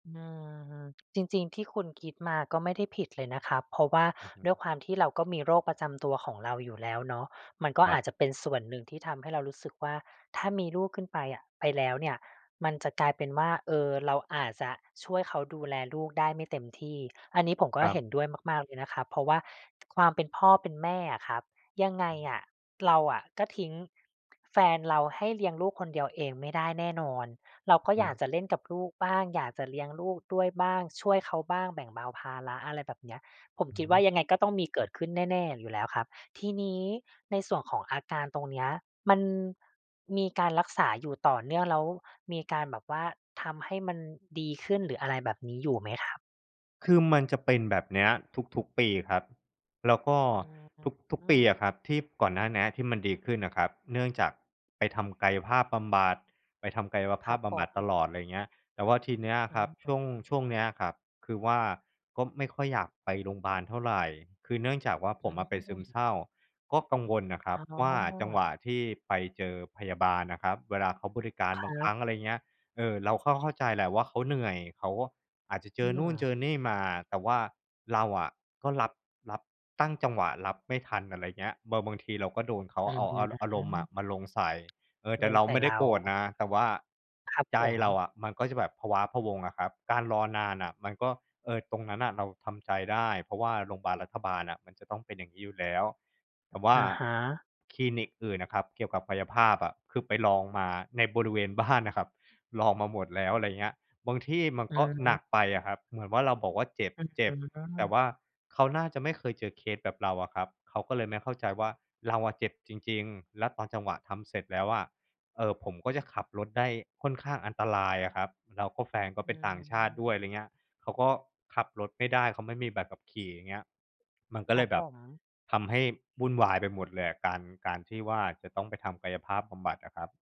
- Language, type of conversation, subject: Thai, advice, คุณและคนรักอยากมีลูก แต่ยังไม่แน่ใจว่าพร้อมหรือยัง?
- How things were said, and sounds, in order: tapping; other background noise; "พะว้าพะวัง" said as "พะว้าพะวง"